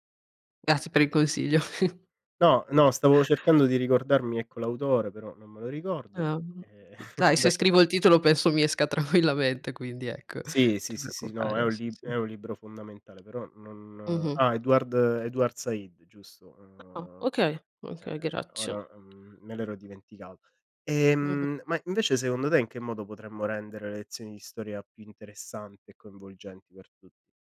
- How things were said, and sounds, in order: chuckle; chuckle; laughing while speaking: "tranquillamente"; drawn out: "Ehm"; other noise
- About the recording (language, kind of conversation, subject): Italian, unstructured, Che cosa ti fa arrabbiare del modo in cui viene insegnata la storia?